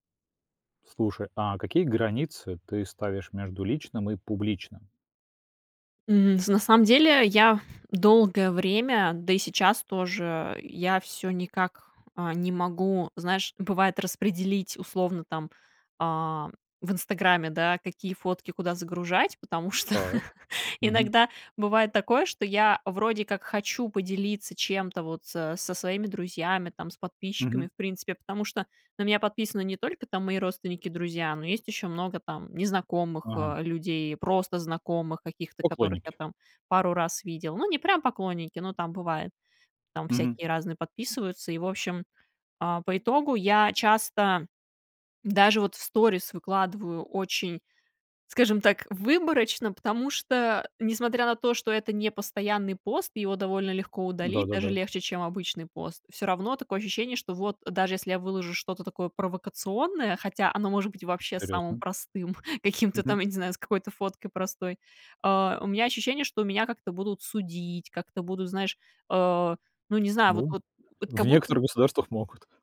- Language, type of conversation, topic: Russian, podcast, Какие границы ты устанавливаешь между личным и публичным?
- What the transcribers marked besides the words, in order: chuckle; tapping; other background noise